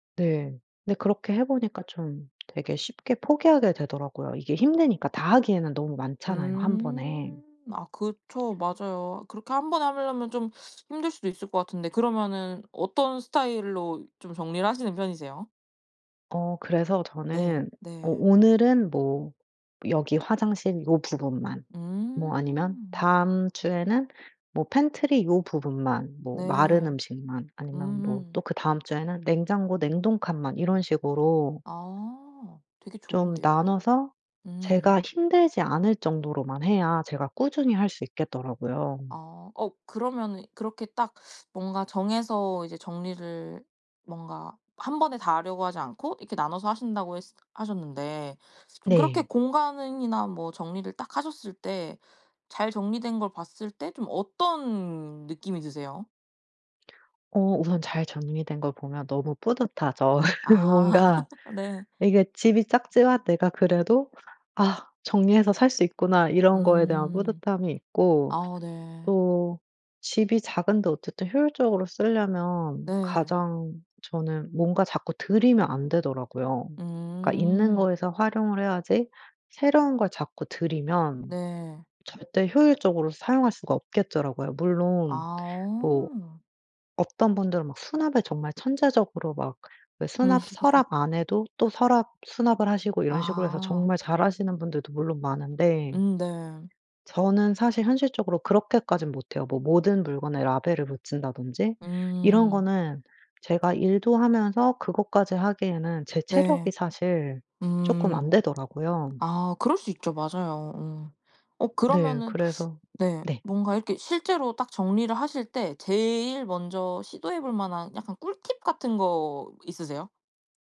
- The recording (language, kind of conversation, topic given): Korean, podcast, 작은 집을 효율적으로 사용하는 방법은 무엇인가요?
- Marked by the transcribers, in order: other background noise; tapping; in English: "팬트리"; laugh; laugh